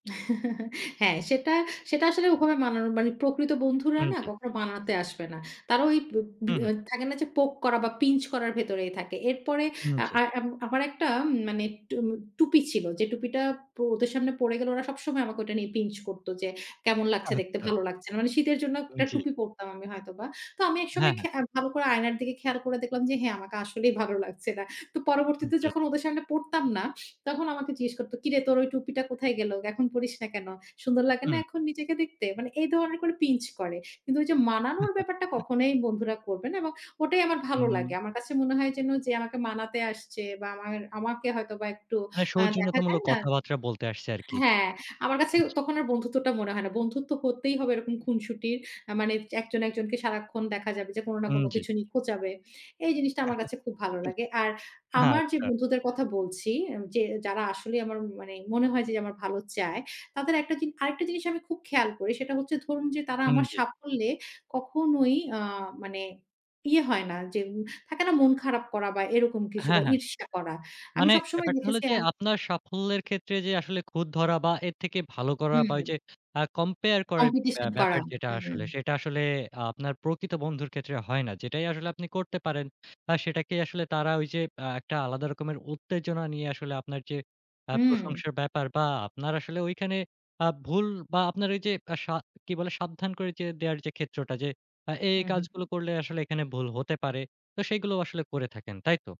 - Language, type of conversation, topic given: Bengali, podcast, আপনি কীভাবে বুঝবেন যে কেউ আপনার প্রকৃত বন্ধু?
- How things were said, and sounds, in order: chuckle; other background noise; chuckle; unintelligible speech; chuckle; laughing while speaking: "আচ্ছা"